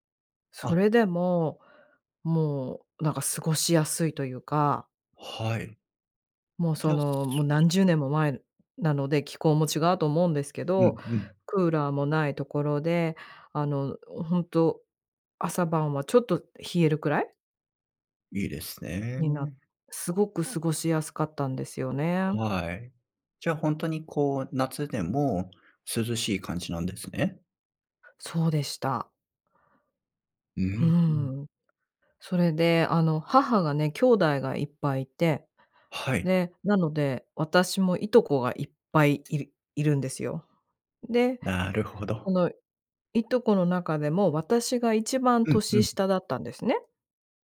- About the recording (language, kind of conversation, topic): Japanese, podcast, 子どもの頃の一番の思い出は何ですか？
- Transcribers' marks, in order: none